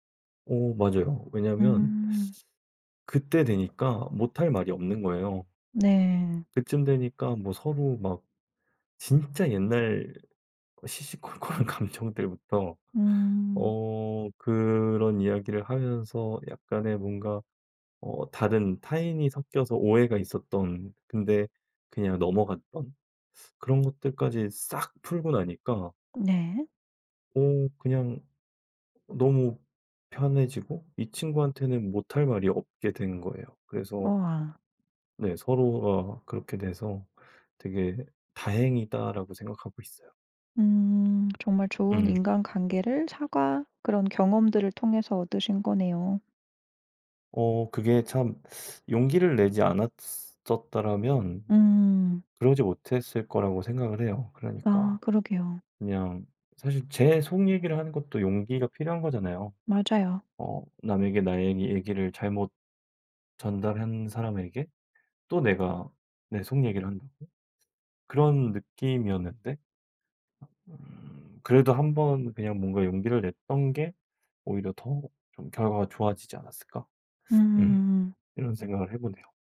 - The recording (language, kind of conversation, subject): Korean, podcast, 사과할 때 어떤 말이 가장 효과적일까요?
- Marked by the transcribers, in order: laughing while speaking: "시시콜콜한 감정들부터"; other background noise